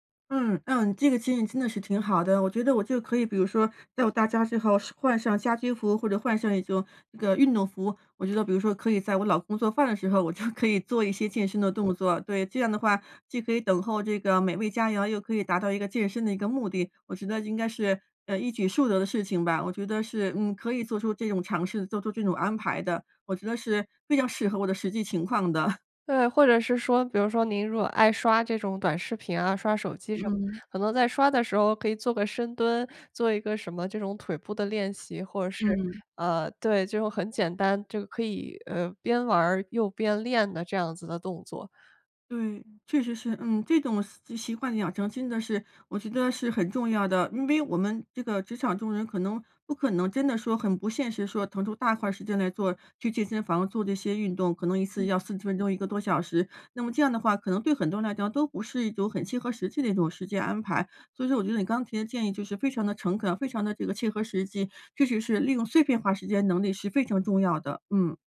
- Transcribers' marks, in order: chuckle; chuckle
- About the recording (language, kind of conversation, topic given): Chinese, advice, 在忙碌的生活中，怎样才能坚持新习惯而不半途而废？